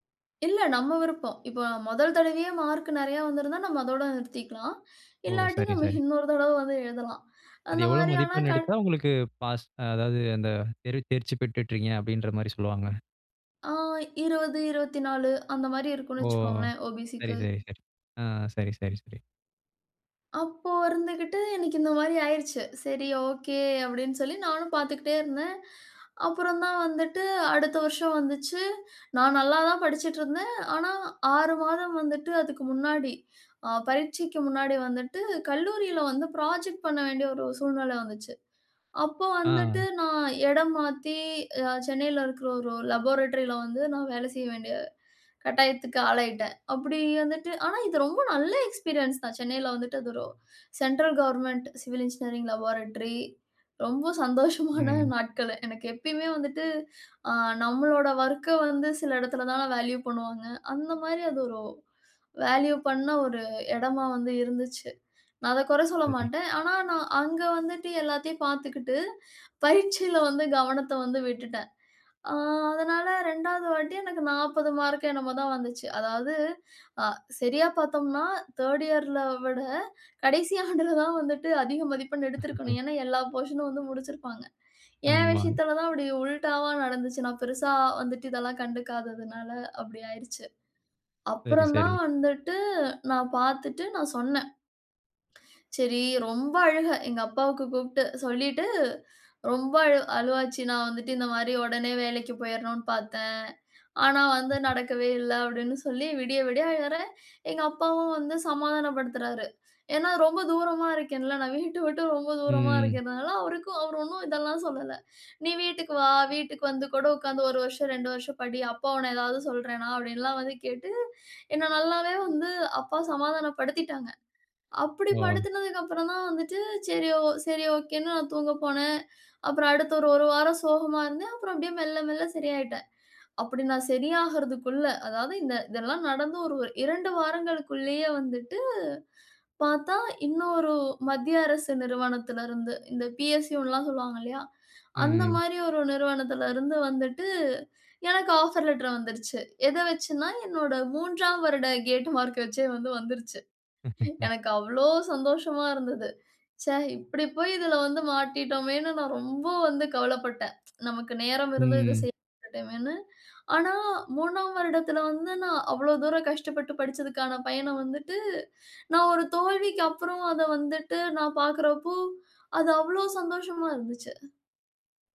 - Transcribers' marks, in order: chuckle; in English: "ப்ராஜெக்ட்"; in English: "லேபாரட்டரில"; in English: "எக்ஸ்பீரியன்ஸ்"; in English: "சென்ட்ரல் கவர்ன்மெண்ட் சிவில் இன்ஜினியரிங் லேபாரட்டரி"; laughing while speaking: "ரொம்ப சந்தோஷமா தான் நாட்களு"; in English: "வேல்யூ"; in English: "வேல்யூ"; chuckle; in English: "தேர்டு இயர்"; chuckle; laugh; in English: "போர்ஷன்"; other background noise; laughing while speaking: "ஏன்னா ரொம்ப தூரமா இருக்கேன்ல. நான் … ஒண்ணும் இதெல்லாம் சொல்லல"; drawn out: "ம்"; joyful: "இன்னொரு மத்திய அரசு நிறுவனத்தில இருந்து … அவ்வளோ சந்தோஷமா இருந்துச்சி"; in English: "ஆஃபர் லெட்டர்"; laugh; tsk
- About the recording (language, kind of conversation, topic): Tamil, podcast, ஒரு தோல்வி எதிர்பாராத வெற்றியாக மாறிய கதையைச் சொல்ல முடியுமா?